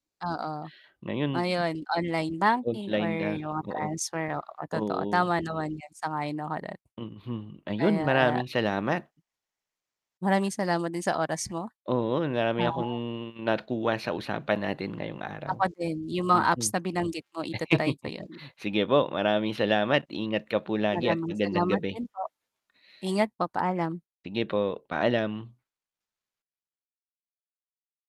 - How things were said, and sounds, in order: static; distorted speech; tapping; other background noise; drawn out: "akong"; chuckle
- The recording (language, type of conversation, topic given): Filipino, unstructured, Paano nakatutulong ang teknolohiya sa pagpapadali ng mga pang-araw-araw na gawain?